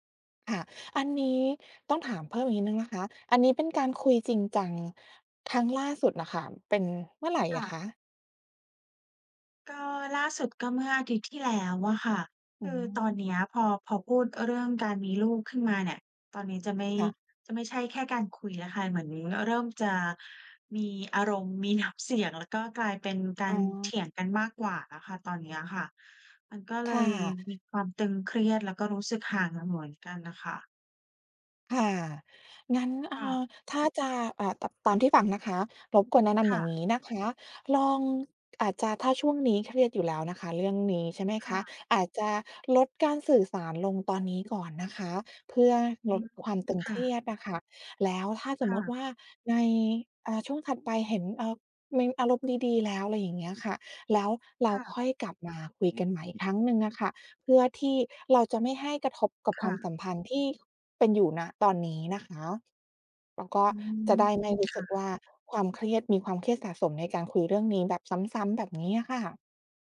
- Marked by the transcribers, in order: laughing while speaking: "น้ำ"; other background noise; other noise
- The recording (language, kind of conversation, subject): Thai, advice, ไม่ตรงกันเรื่องการมีลูกทำให้ความสัมพันธ์ตึงเครียด